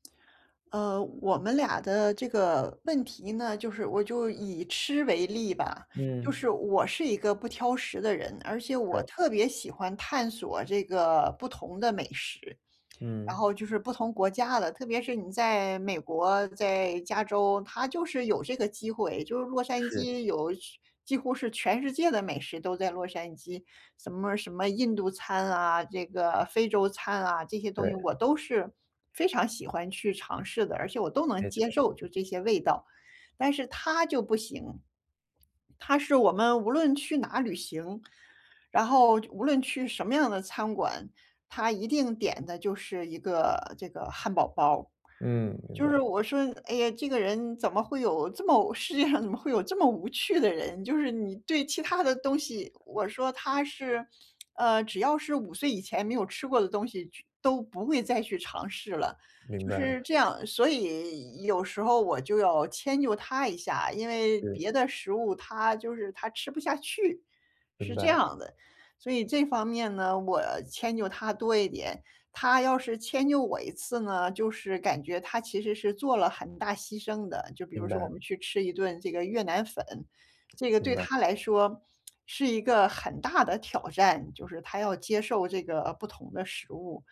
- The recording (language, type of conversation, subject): Chinese, advice, 在恋爱关系中，我怎样保持自我认同又不伤害亲密感？
- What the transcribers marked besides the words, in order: laughing while speaking: "世界上"; other background noise